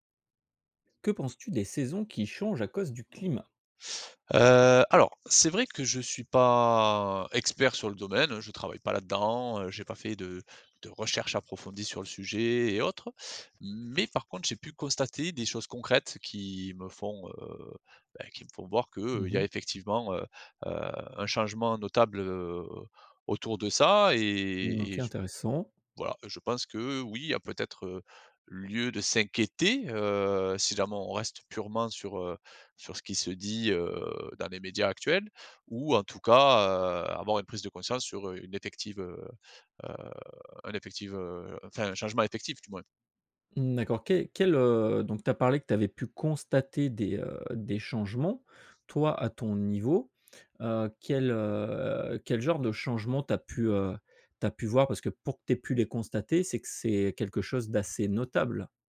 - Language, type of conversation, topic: French, podcast, Que penses-tu des saisons qui changent à cause du changement climatique ?
- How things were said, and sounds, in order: drawn out: "pas"; stressed: "s'inquiéter"